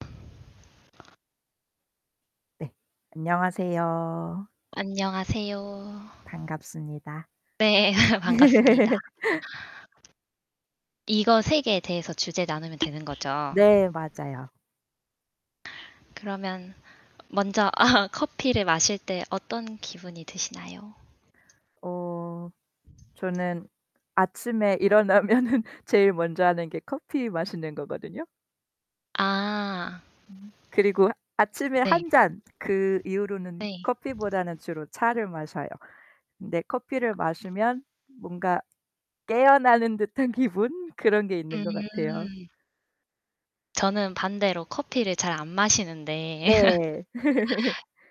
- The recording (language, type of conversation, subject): Korean, unstructured, 커피와 차 중 어떤 음료를 더 선호하시나요?
- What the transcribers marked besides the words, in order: static; laugh; laugh; tapping; laughing while speaking: "일어나면은"; other background noise; laughing while speaking: "기분"; distorted speech; laugh